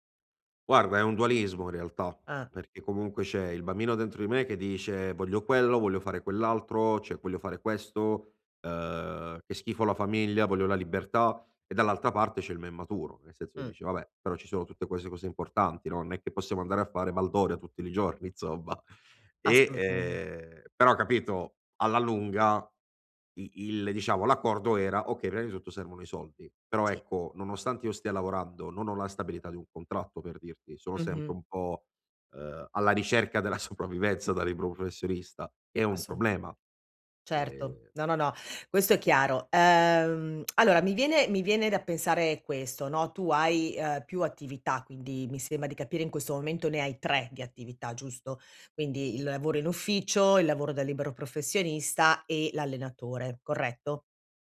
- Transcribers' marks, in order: "cioè" said as "ceh"; chuckle; tongue click
- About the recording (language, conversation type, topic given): Italian, advice, Come posso bilanciare lavoro e vita personale senza rimpianti?